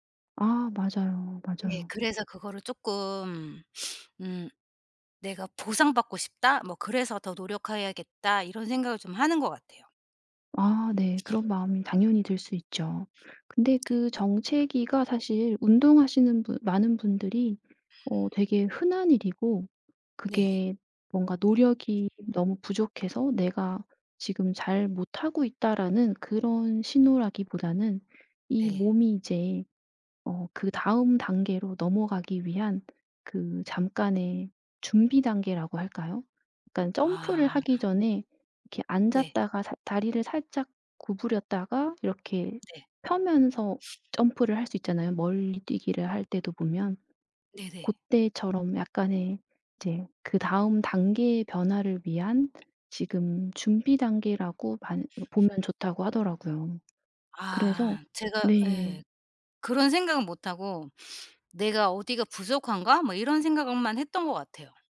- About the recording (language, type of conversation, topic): Korean, advice, 운동 성과 정체기를 어떻게 극복할 수 있을까요?
- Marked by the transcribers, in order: sniff; other background noise; tapping; sniff